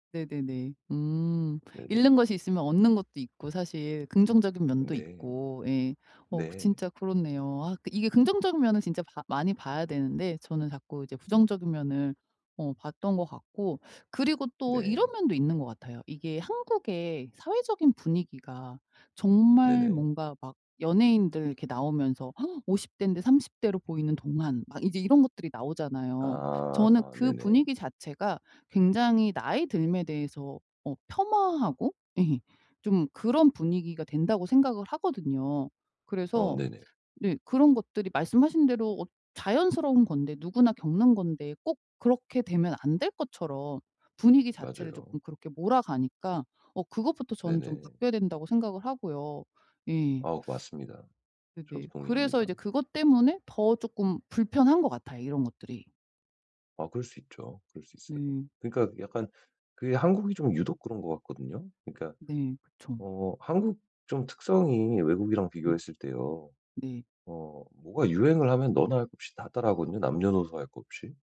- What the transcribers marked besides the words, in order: other background noise; gasp; tapping
- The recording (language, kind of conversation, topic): Korean, advice, 스트레스를 줄이고 새로운 상황에 더 잘 적응하려면 어떻게 해야 하나요?